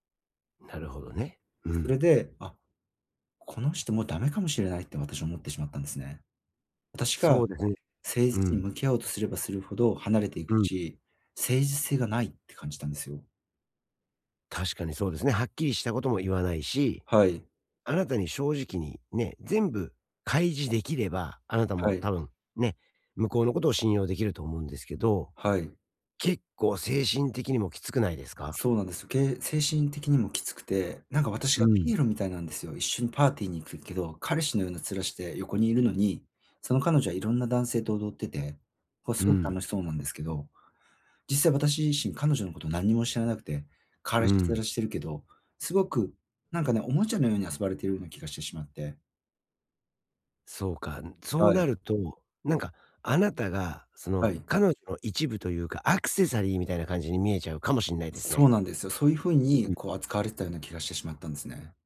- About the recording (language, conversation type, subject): Japanese, advice, 別れの後、新しい関係で感情を正直に伝えるにはどうすればいいですか？
- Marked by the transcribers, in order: other background noise; tapping